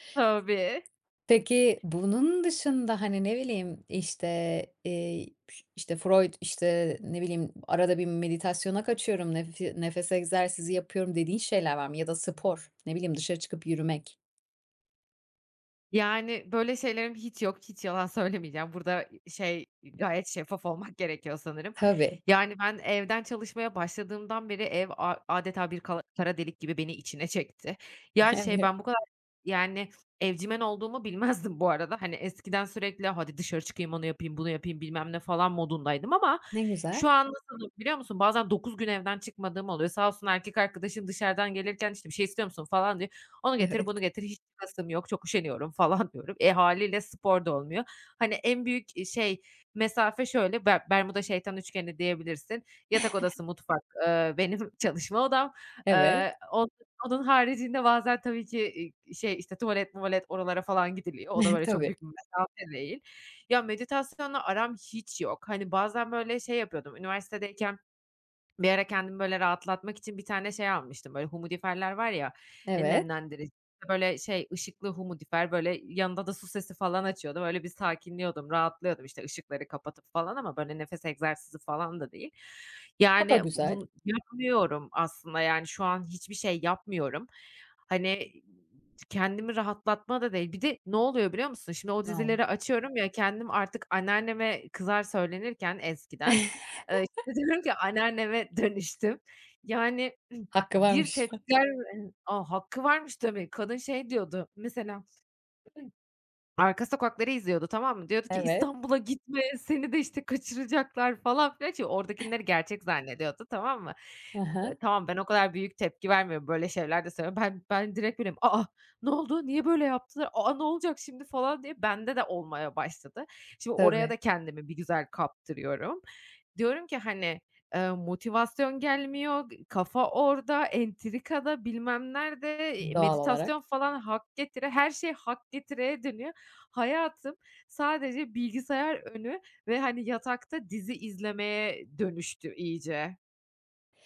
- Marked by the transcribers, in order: other background noise; laughing while speaking: "Evet"; laughing while speaking: "Evet"; chuckle; chuckle; in English: "humidifier'ler"; in English: "humidifier"; tapping; unintelligible speech; other noise; chuckle; chuckle; laughing while speaking: "diyorum ki"; throat clearing; throat clearing; chuckle; "oradakileri" said as "ordakinleri"
- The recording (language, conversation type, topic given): Turkish, advice, Molalar sırasında zihinsel olarak daha iyi nasıl yenilenebilirim?